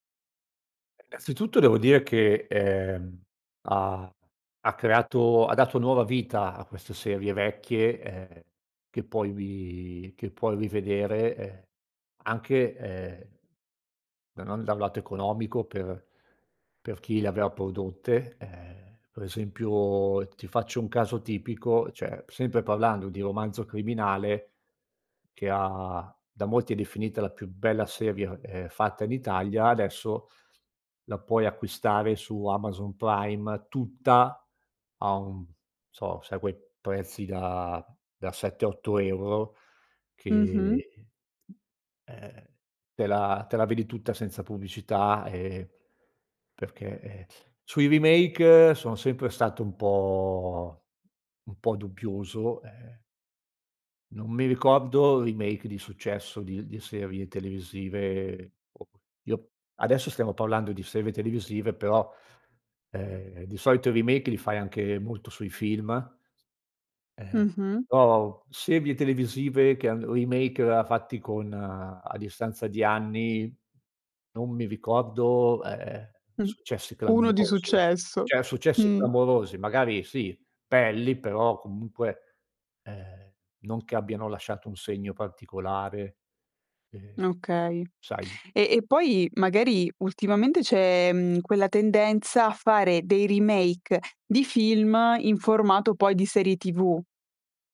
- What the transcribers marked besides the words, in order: "aveva" said as "avea"; "cioè" said as "ceh"; other background noise; teeth sucking; in English: "remake"; in English: "remake"; in English: "remake"; in English: "remake"; "Cioè" said as "ceh"; in English: "remake"
- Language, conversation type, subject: Italian, podcast, In che modo la nostalgia influisce su ciò che guardiamo, secondo te?